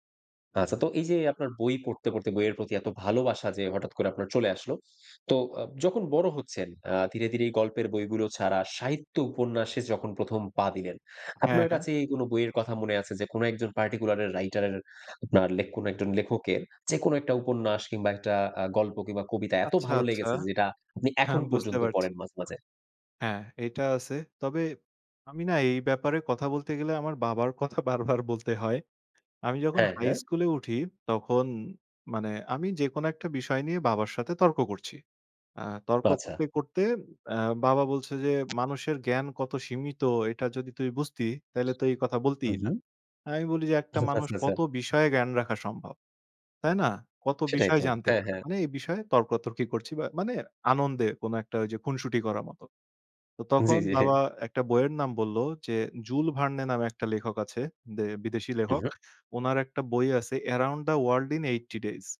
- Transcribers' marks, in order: laughing while speaking: "বাবার কথা বারবার বলতে হয়"; laughing while speaking: "জি, জি"
- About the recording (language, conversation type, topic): Bengali, podcast, বই পড়ার অভ্যাস সহজভাবে কীভাবে গড়ে তোলা যায়?